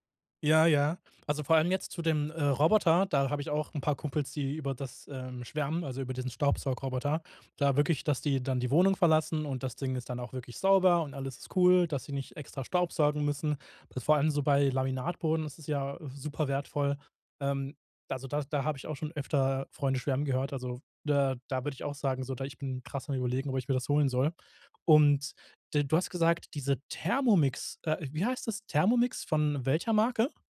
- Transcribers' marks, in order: tapping
- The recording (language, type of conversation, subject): German, podcast, Wie beeinflusst ein Smart-Home deinen Alltag?